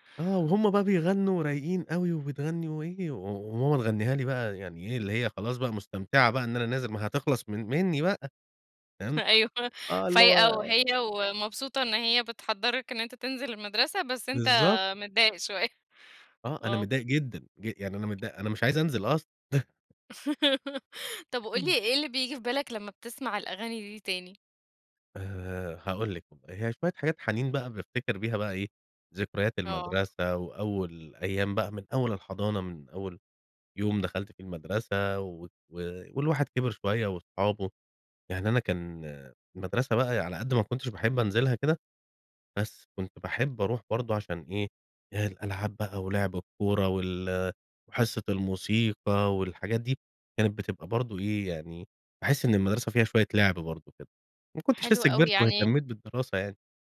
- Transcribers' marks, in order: tapping; laughing while speaking: "أيوه"; laughing while speaking: "شوية"; other background noise; chuckle; laugh; unintelligible speech; unintelligible speech
- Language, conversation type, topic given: Arabic, podcast, إيه هي الأغنية اللي بتفكّرك بذكريات المدرسة؟